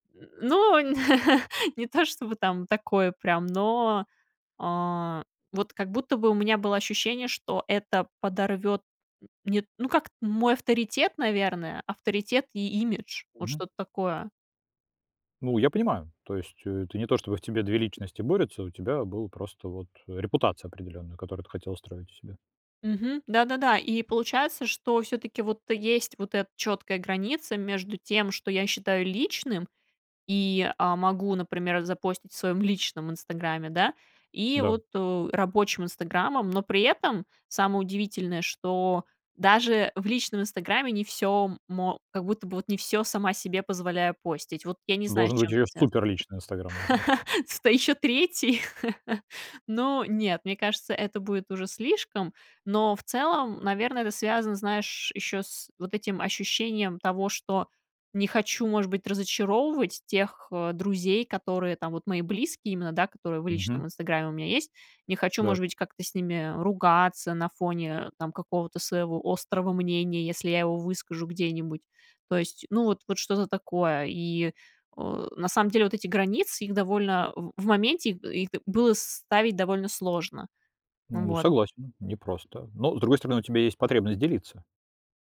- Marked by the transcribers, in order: chuckle; tapping; other background noise; chuckle
- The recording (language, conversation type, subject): Russian, podcast, Какие границы ты устанавливаешь между личным и публичным?